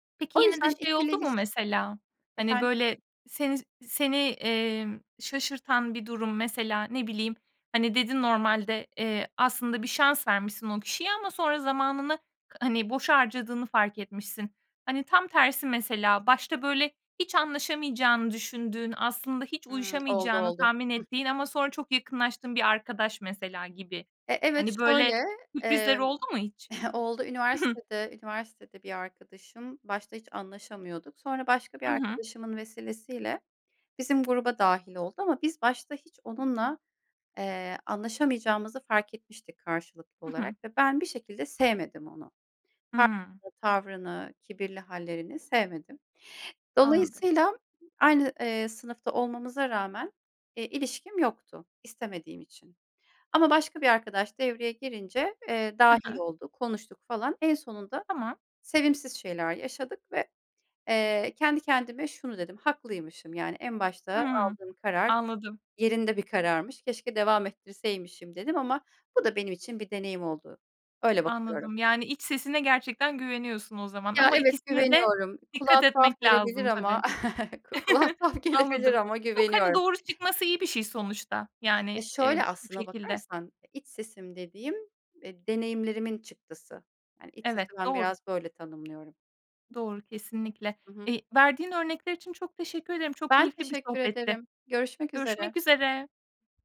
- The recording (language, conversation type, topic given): Turkish, podcast, Bir karar verirken iç sesine mi yoksa aklına mı güvenirsin?
- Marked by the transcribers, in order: chuckle; chuckle; other background noise; unintelligible speech; chuckle; laughing while speaking: "tuhaf gelebilir"; chuckle